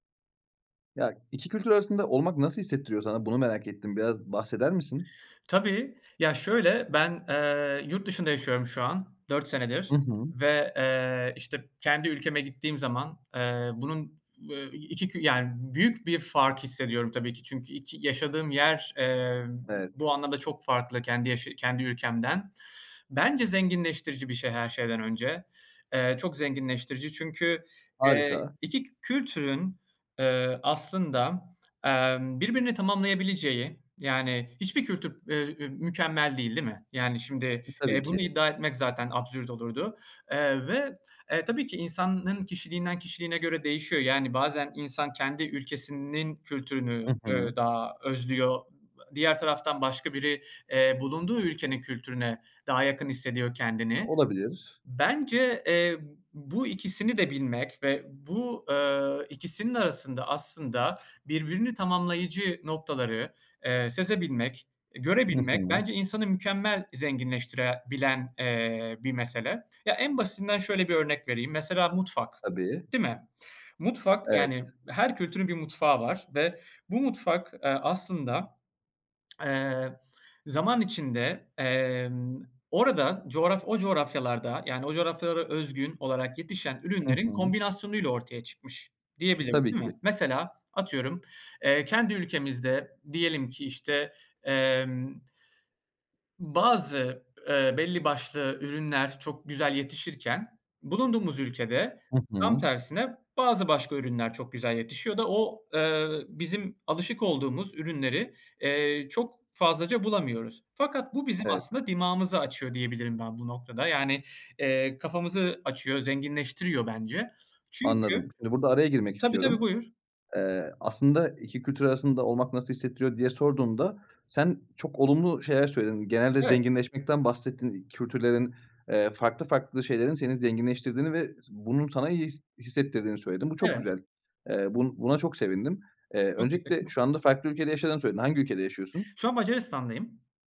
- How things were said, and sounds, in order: other noise; tapping; lip smack
- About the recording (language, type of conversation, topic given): Turkish, podcast, İki kültür arasında olmak nasıl hissettiriyor?